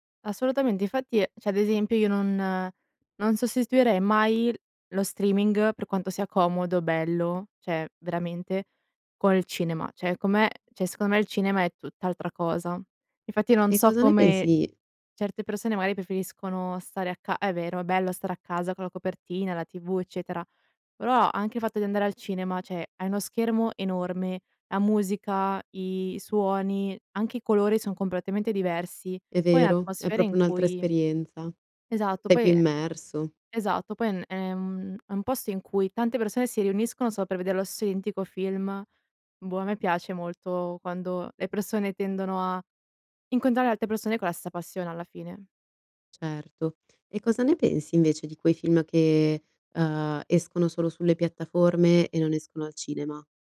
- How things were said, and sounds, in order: "cioè" said as "ceh"; "cioè" said as "ceh"; "cioè" said as "ceh"; "cioè" said as "ceh"; "cioè" said as "ceh"; "proprio" said as "propo"
- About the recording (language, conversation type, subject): Italian, podcast, Cosa pensi del fenomeno dello streaming e del binge‑watching?